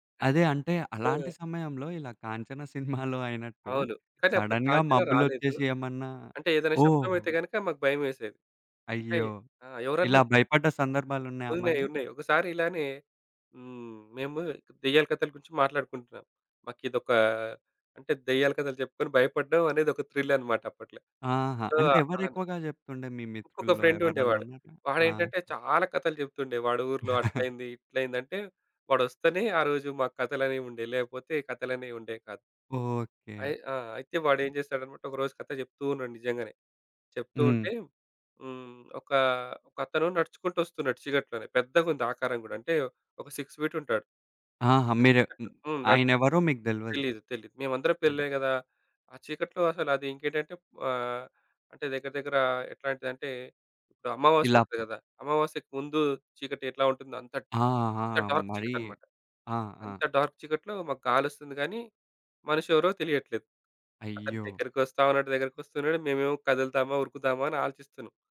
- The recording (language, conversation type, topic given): Telugu, podcast, మీరు చిన్నప్పుడు వినిన కథలు ఇంకా గుర్తున్నాయా?
- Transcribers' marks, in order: in English: "సడెన్‍గా"; in English: "థ్రిల్"; in English: "ఫ్రెండ్"; giggle; in English: "సిక్స్ ఫీట్"; other background noise; in English: "డార్క్"; in English: "డార్క్"